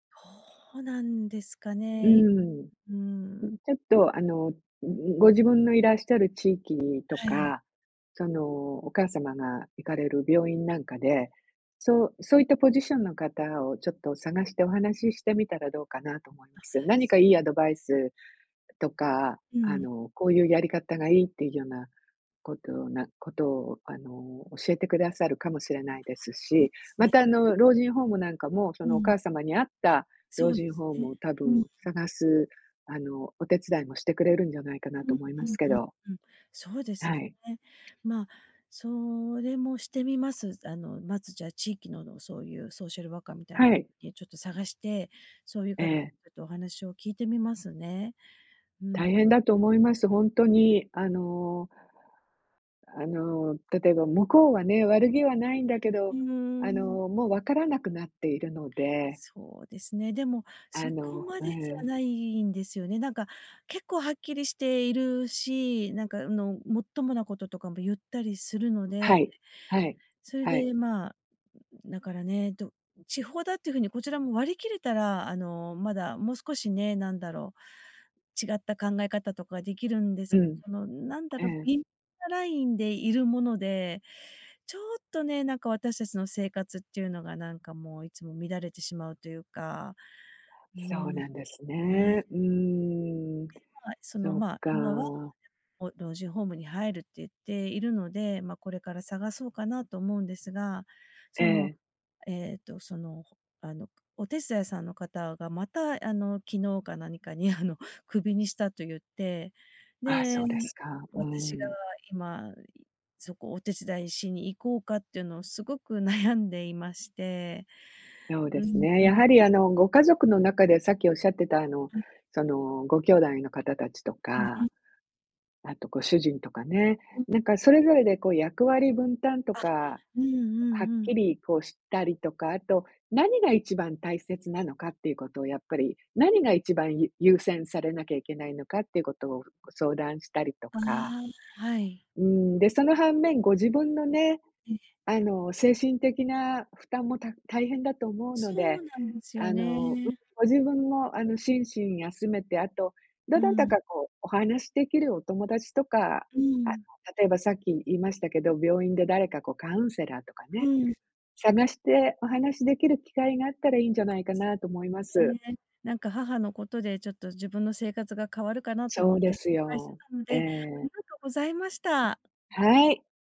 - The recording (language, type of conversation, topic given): Japanese, advice, 親の介護のために生活を変えるべきか迷っているとき、どう判断すればよいですか？
- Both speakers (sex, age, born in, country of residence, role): female, 50-54, Japan, United States, user; female, 60-64, Japan, United States, advisor
- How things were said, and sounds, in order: "どうなんですかね" said as "ほうなんですかね"; tapping; unintelligible speech; laughing while speaking: "何かにあの"; unintelligible speech